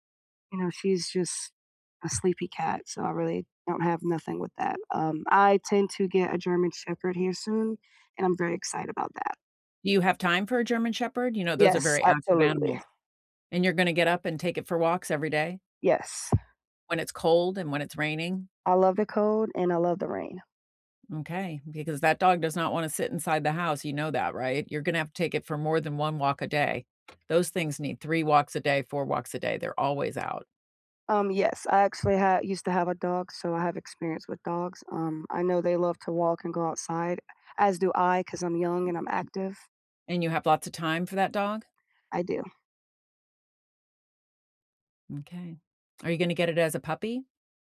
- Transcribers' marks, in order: other background noise; tapping
- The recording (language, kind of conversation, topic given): English, unstructured, What is the most surprising thing animals can sense about people?
- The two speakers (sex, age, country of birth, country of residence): female, 20-24, United States, United States; female, 65-69, United States, United States